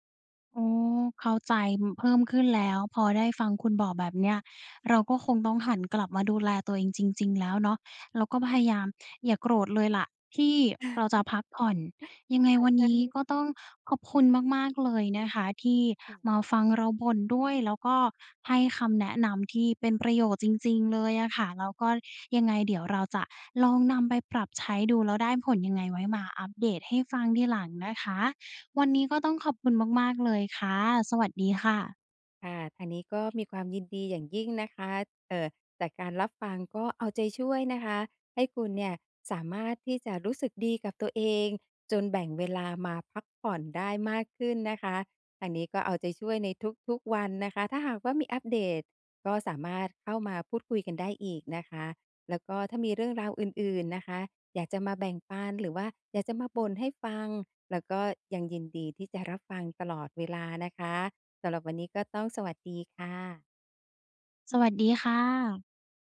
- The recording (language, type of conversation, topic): Thai, advice, ทำไมฉันถึงรู้สึกผิดเวลาให้ตัวเองได้พักผ่อน?
- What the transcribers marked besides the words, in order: chuckle